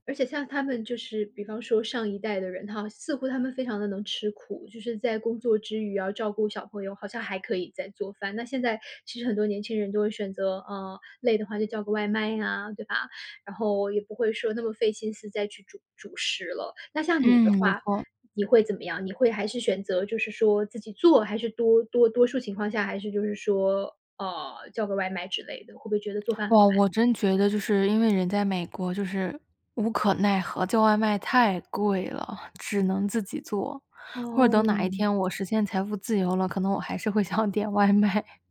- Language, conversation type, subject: Chinese, podcast, 小时候哪道菜最能让你安心？
- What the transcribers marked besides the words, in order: tapping; other background noise; laughing while speaking: "想点外卖"